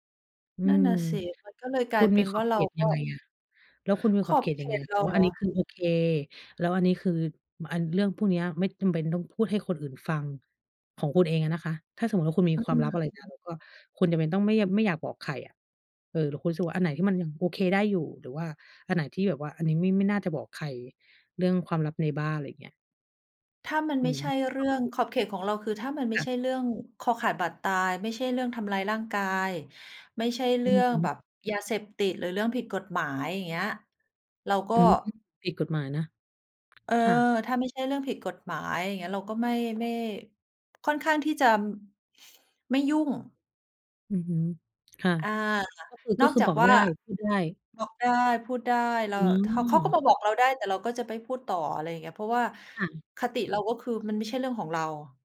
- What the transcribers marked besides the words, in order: other background noise; tapping; other noise
- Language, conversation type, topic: Thai, unstructured, ความลับในครอบครัวควรเก็บไว้หรือควรเปิดเผยดี?